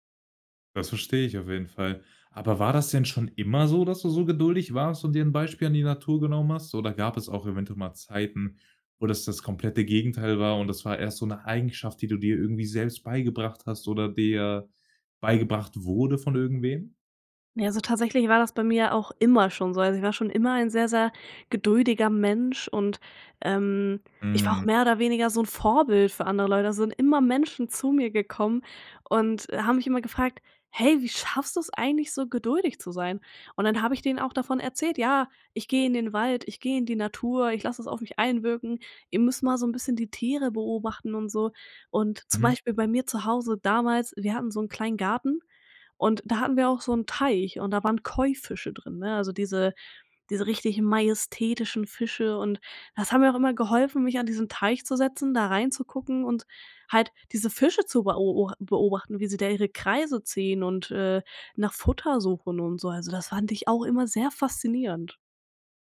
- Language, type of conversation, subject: German, podcast, Erzähl mal, was hat dir die Natur über Geduld beigebracht?
- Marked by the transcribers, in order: stressed: "immer"; trusting: "selbst beigebracht"; stressed: "immer"; other background noise